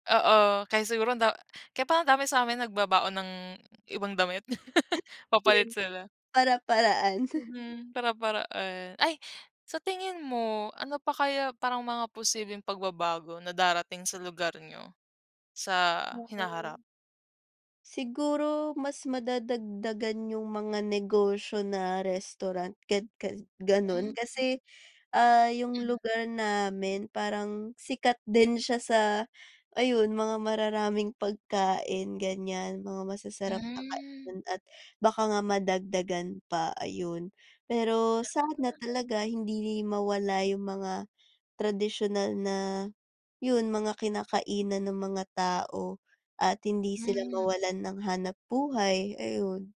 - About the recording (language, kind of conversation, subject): Filipino, unstructured, Ano ang mga pagbabagong nagulat ka sa lugar ninyo?
- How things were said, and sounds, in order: laugh; chuckle